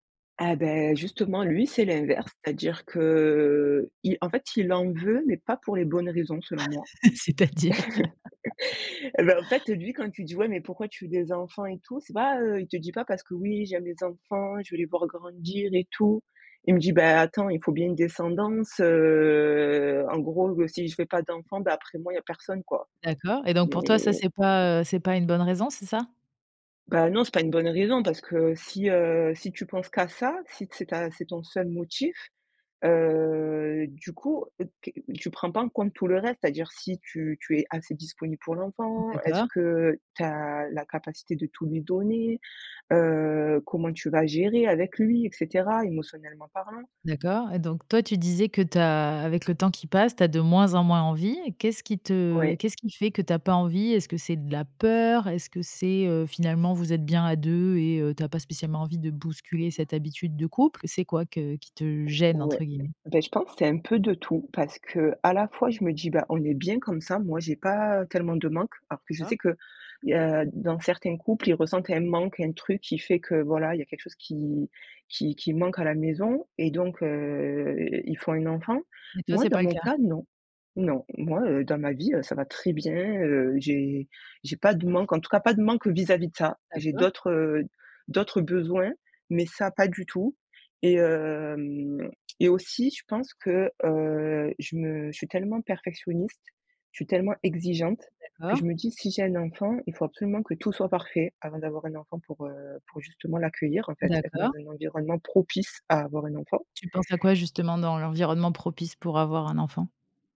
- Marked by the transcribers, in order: laugh; drawn out: "heu"; tapping; other background noise; unintelligible speech
- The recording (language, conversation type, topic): French, podcast, Quels critères prends-tu en compte avant de décider d’avoir des enfants ?